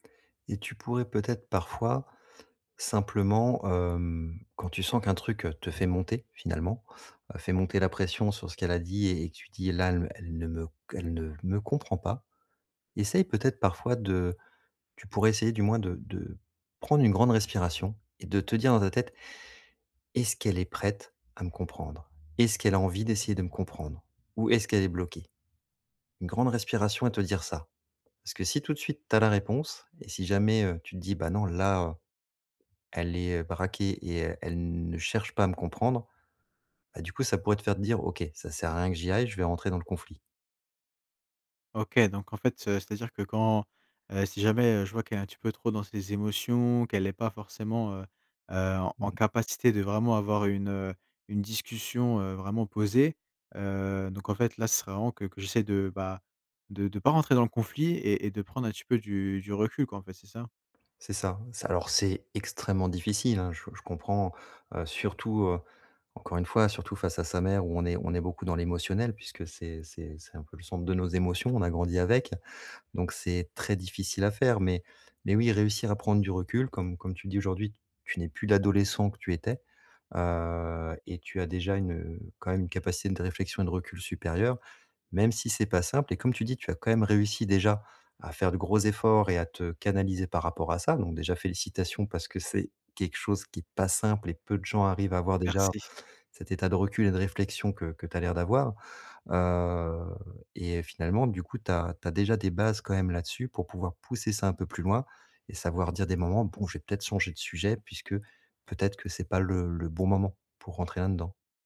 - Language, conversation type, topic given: French, advice, Comment gérer une réaction émotionnelle excessive lors de disputes familiales ?
- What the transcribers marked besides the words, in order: tapping